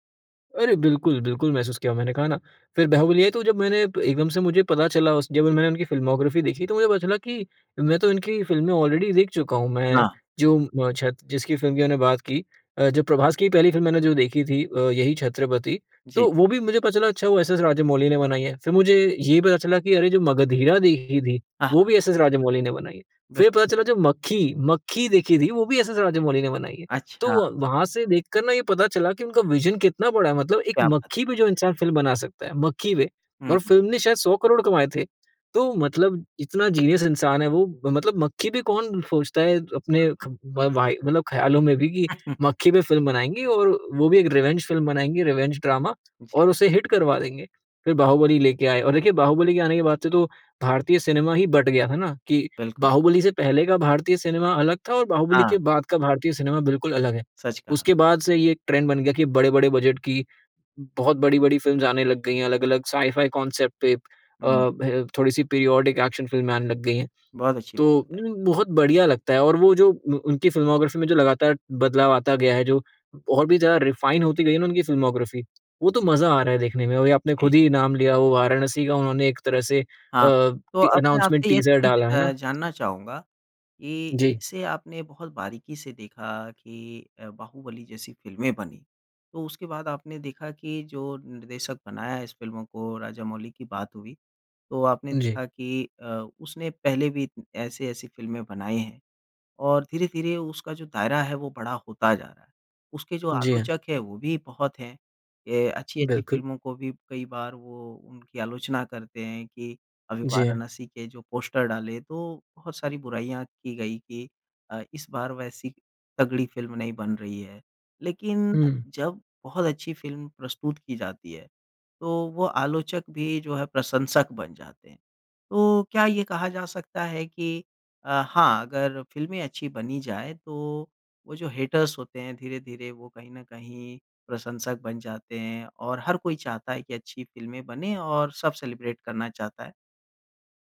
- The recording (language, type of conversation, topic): Hindi, podcast, बचपन की कौन सी फिल्म तुम्हें आज भी सुकून देती है?
- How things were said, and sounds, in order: in English: "फ़िल्मोग्राफ़ी"; in English: "ऑलरेडी"; in English: "विजन"; in English: "जीनियस"; chuckle; in English: "रिवेंज"; in English: "रिवेंज ड्रामा"; in English: "हिट"; in English: "बट"; in English: "ट्रेंड"; in English: "साइ-फाई कांसेप्ट"; in English: "पीरियोडिक एक्शन"; in English: "फ़िल्मोग्राफ़ी"; in English: "फ़िल्मोग्राफ़ी"; in English: "अनाउंसमेंट टीजर"; in English: "पोस्टर"; in English: "हेटर्स"; in English: "सेलिब्रेट"